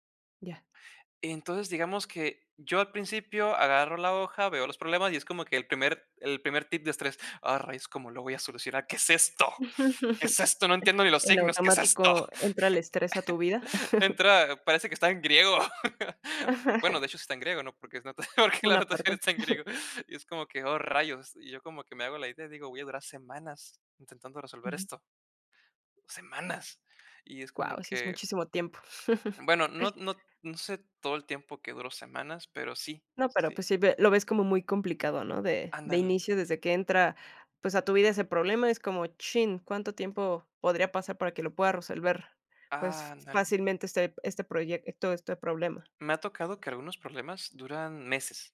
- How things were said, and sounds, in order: laugh; other background noise; laugh; chuckle; laugh; chuckle; laugh; laughing while speaking: "porque la notación está en griego"; chuckle; stressed: "Semanas"; chuckle; other noise; "resolver" said as "roselver"
- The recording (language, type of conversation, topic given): Spanish, podcast, ¿Qué trucos usas para desconectar cuando estás estresado?